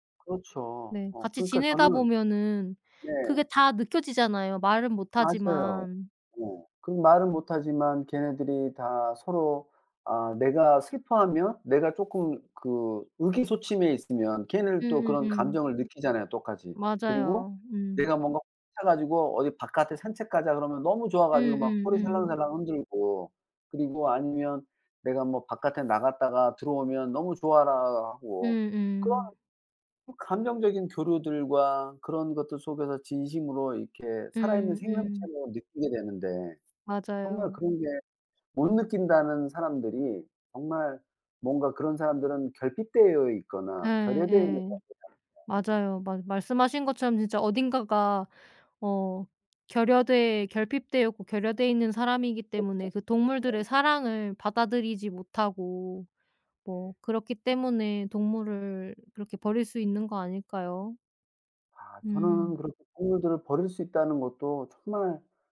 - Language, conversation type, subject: Korean, unstructured, 동물을 사랑한다고 하면서도 왜 버리는 사람이 많을까요?
- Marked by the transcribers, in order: other background noise; unintelligible speech; background speech; tapping